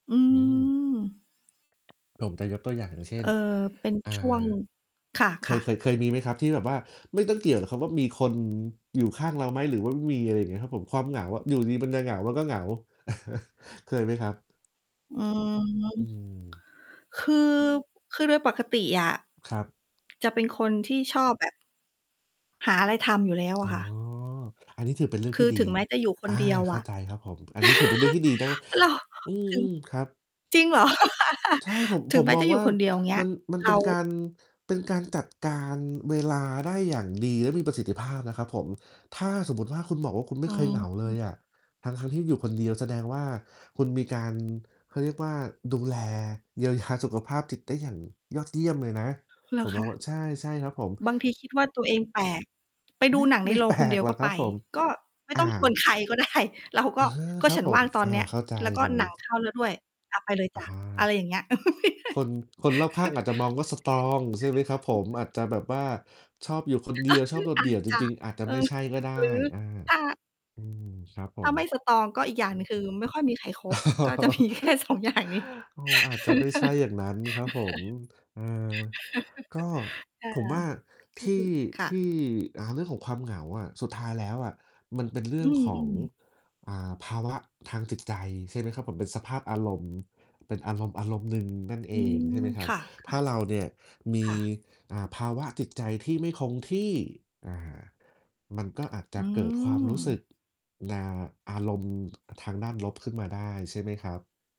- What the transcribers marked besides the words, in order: static; distorted speech; tapping; chuckle; chuckle; laugh; other background noise; laughing while speaking: "ยา"; laughing while speaking: "ใครก็ได้"; in English: "สตรอง"; chuckle; in English: "สตรอง"; chuckle; mechanical hum; laughing while speaking: "มีแค่ สอง อย่างนี้"; chuckle
- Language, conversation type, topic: Thai, unstructured, ทำไมบางคนถึงรู้สึกเหงาแม้อยู่ท่ามกลางผู้คนมากมาย?